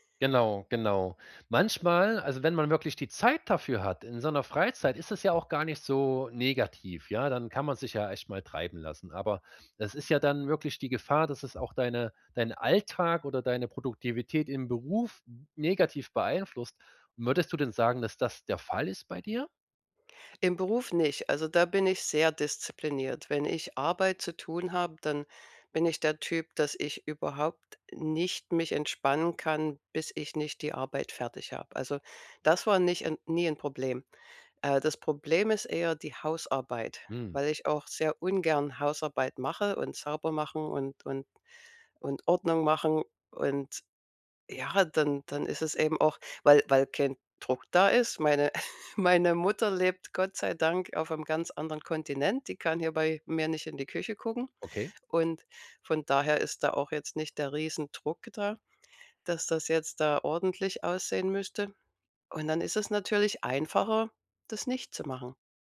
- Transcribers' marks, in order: other background noise; chuckle
- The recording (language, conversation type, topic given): German, advice, Wie kann ich wichtige Aufgaben trotz ständiger Ablenkungen erledigen?